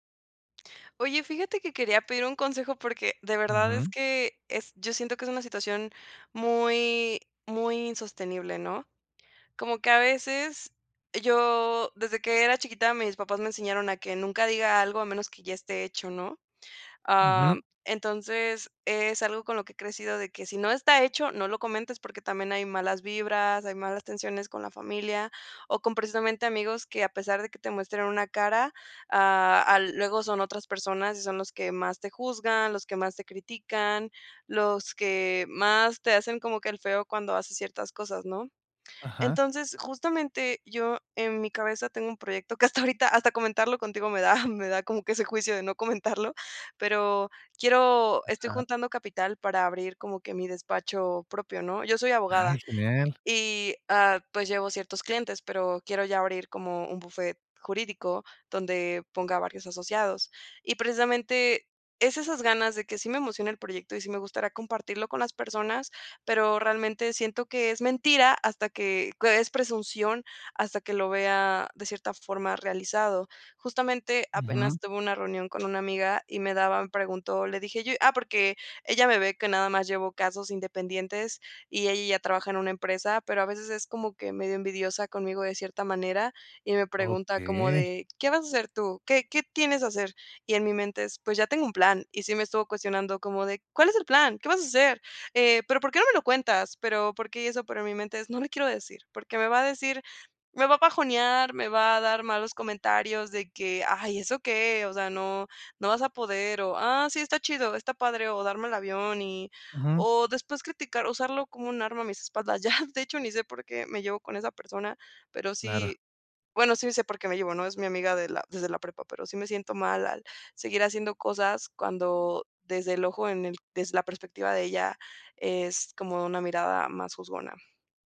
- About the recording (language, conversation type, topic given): Spanish, advice, ¿De qué manera el miedo a que te juzguen te impide compartir tu trabajo y seguir creando?
- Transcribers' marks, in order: laughing while speaking: "hasta ahorita"; laughing while speaking: "da"; laughing while speaking: "no comentarlo"